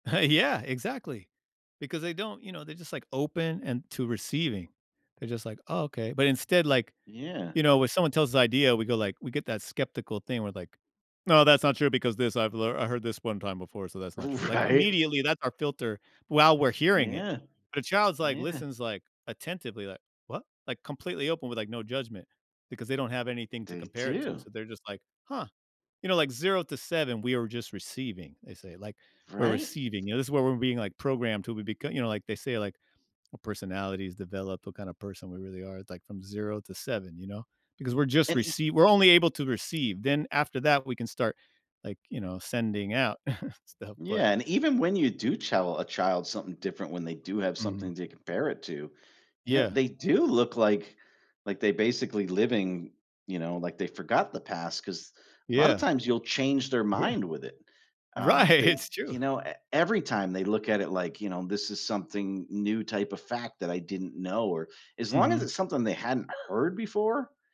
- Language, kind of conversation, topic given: English, unstructured, How important are memories in shaping who we become?
- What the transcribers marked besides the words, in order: laugh; laughing while speaking: "Right"; chuckle; other background noise; laughing while speaking: "Right. It's"